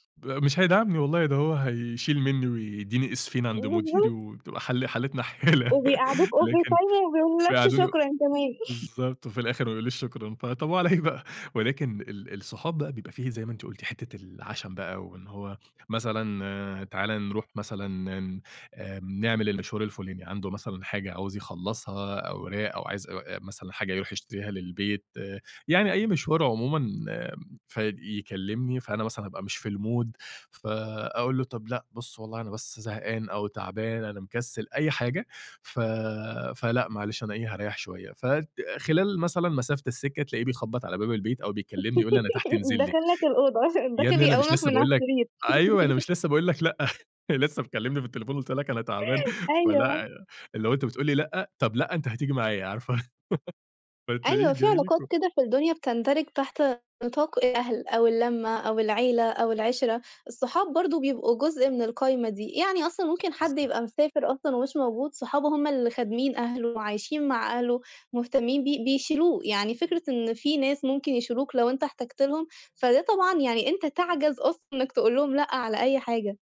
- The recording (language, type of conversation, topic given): Arabic, podcast, إزاي تتعلم تقول لأ من غير ما تحس بالذنب؟
- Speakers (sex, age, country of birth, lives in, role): female, 25-29, Egypt, Italy, host; male, 30-34, Egypt, Egypt, guest
- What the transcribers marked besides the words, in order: laughing while speaking: "حالة"; chuckle; in English: "over time"; chuckle; laughing while speaking: "وعلى إيه بقى"; in English: "المود"; laugh; laughing while speaking: "داخل لك الأوضة، داخل يقومك من على السرير"; laugh; chuckle; laughing while speaking: "لسه مكلمني في التليفون وقُلت لك أنا تعبان"; laugh; laughing while speaking: "فتلاقيه جاي لِك و"